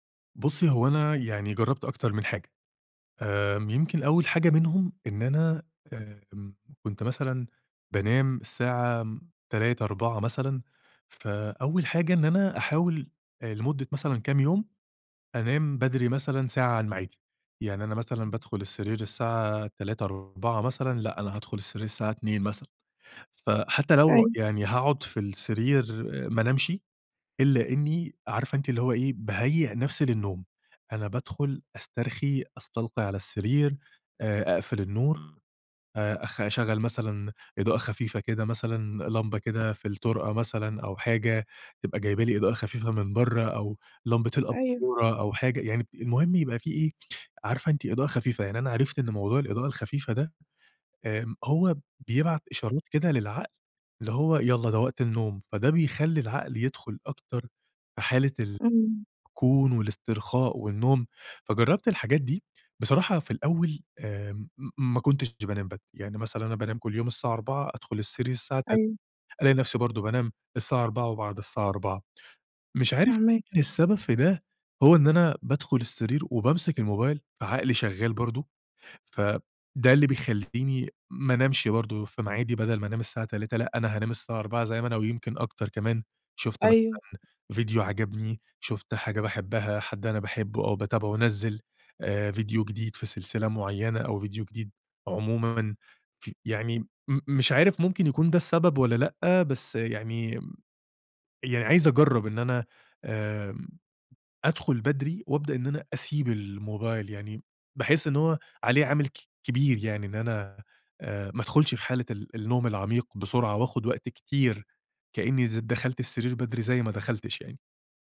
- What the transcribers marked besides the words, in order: other background noise
- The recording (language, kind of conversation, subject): Arabic, advice, إزاي أقدر ألتزم بروتين للاسترخاء قبل النوم؟